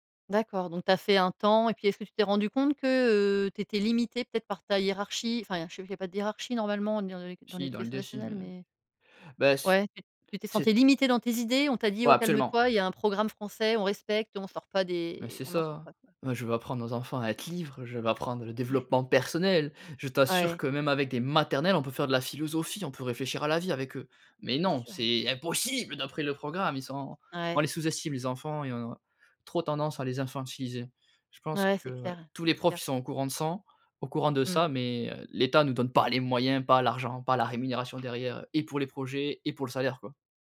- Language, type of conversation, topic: French, podcast, Comment apprends-tu le mieux : seul, en groupe ou en ligne, et pourquoi ?
- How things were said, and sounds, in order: tapping; stressed: "impossible"; stressed: "pas"